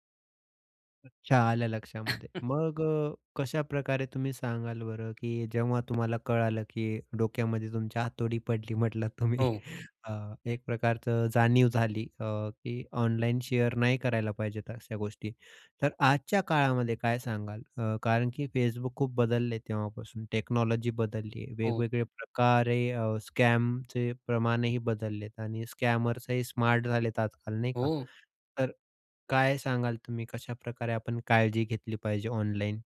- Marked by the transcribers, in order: chuckle; chuckle; in English: "शेअर"; in English: "टेक्नॉलॉजी"; in English: "स्कॅमचे"; in English: "स्कॅमर्स"
- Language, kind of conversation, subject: Marathi, podcast, कोणती गोष्ट ऑनलाइन शेअर करणे टाळले पाहिजे?